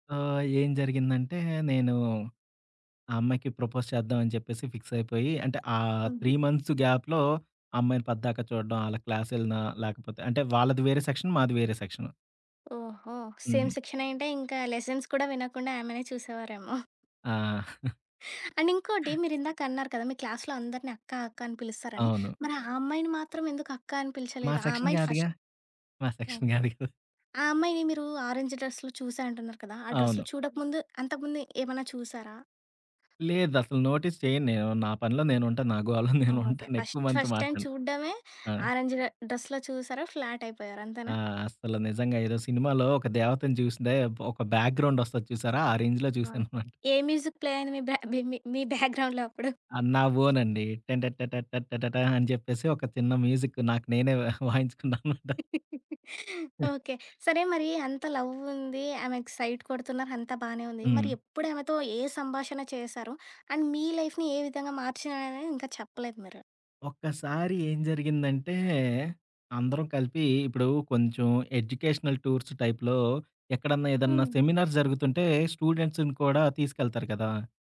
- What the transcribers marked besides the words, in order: in English: "ప్రపోజ్"; in English: "త్రీ మంత్స్ గ్యాప్‌లో"; in English: "క్లాస్"; in English: "సెక్షన్"; in English: "సేమ్"; in English: "లెసన్స్"; chuckle; in English: "అండ్"; in English: "క్లాస్‌లో"; in English: "సెక్షన్"; in English: "ఫస్ట్"; in English: "సెక్షన్"; giggle; in English: "ఆరంజ్ డ్రెస్‌లో"; in English: "డ్రెస్‌లో"; other background noise; in English: "నోటీస్"; laughing while speaking: "గోలలో నేను ఉంటాను"; in English: "ఫస్ట్ ఫస్ట్ టైమ్"; in English: "ఆరెంజ్ డ్రెస్‌లో"; in English: "ఫ్లాట్"; in English: "బ్యాక్‌గ్రౌండ్"; in English: "రేంజ్‌లో"; in English: "మ్యూజిక్ ప్లే"; tapping; in English: "బ్యాక్‌గ్రౌండ్‌లో"; in English: "ఓన్"; humming a tune; laughing while speaking: "వాయించుకున్నాననమాట"; laugh; in English: "సైట్"; in English: "అండ్"; in English: "లైఫ్‌ని"; in English: "ఎడ్యుకేషనల్ టూర్స్ టైప్‌లో"; in English: "సెమినార్స్"; in English: "స్టూడెంట్స్‌ని"
- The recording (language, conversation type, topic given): Telugu, podcast, ఏ సంభాషణ ఒకరోజు నీ జీవిత దిశను మార్చిందని నీకు గుర్తుందా?